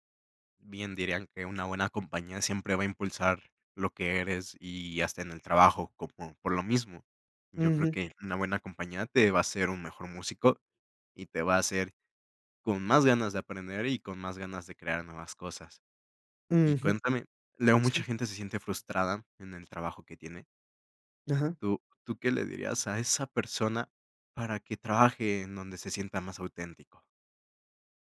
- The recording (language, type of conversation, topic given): Spanish, podcast, ¿Qué parte de tu trabajo te hace sentir más tú mismo?
- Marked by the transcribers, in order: none